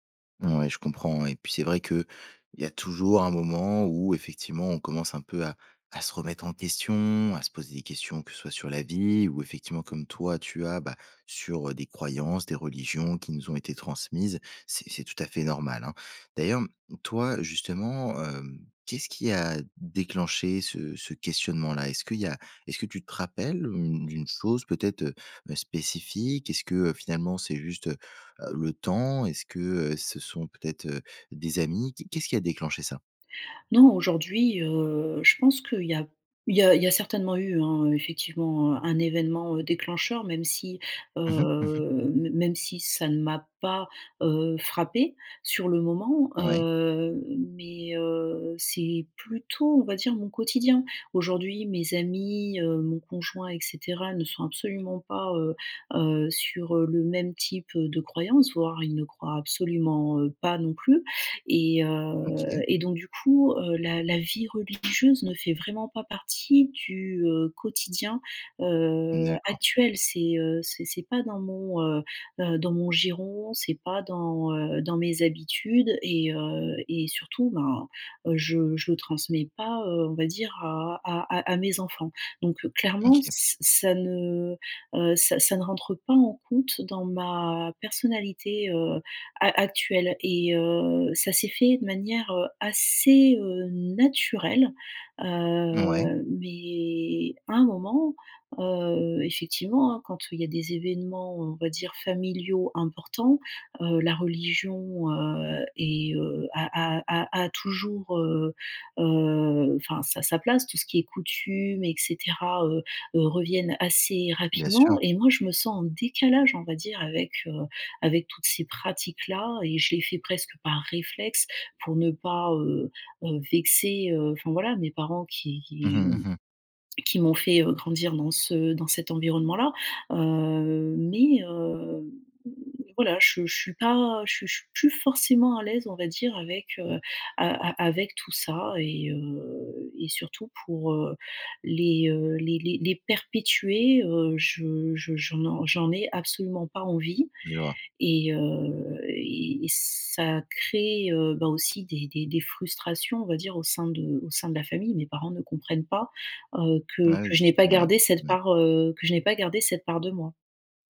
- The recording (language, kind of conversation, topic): French, advice, Comment faire face à une période de remise en question de mes croyances spirituelles ou religieuses ?
- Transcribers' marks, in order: drawn out: "heu"; other background noise; drawn out: "Heu, mais"